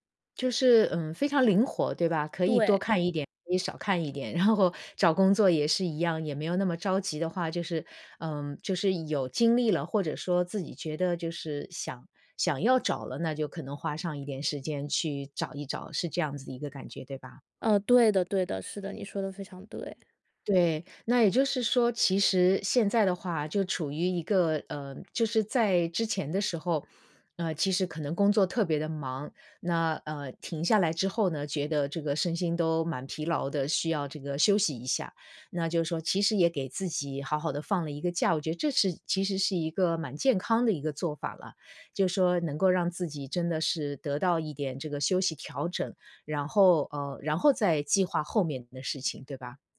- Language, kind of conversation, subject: Chinese, advice, 我怎样分辨自己是真正需要休息，还是只是在拖延？
- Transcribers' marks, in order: laughing while speaking: "然后"; other background noise